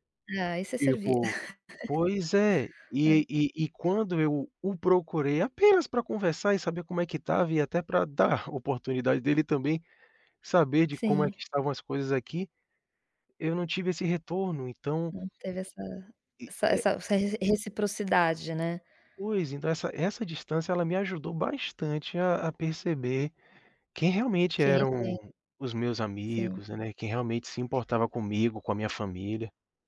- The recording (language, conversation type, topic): Portuguese, advice, Como manter uma amizade à distância com pouco contato?
- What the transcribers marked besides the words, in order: chuckle; other background noise; tapping